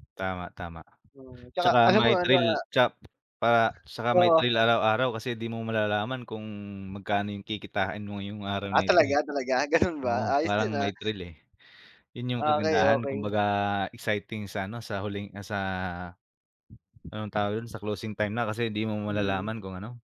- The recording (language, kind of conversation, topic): Filipino, unstructured, Ano ang palagay mo sa pag-utang bilang solusyon sa problema?
- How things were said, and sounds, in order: tapping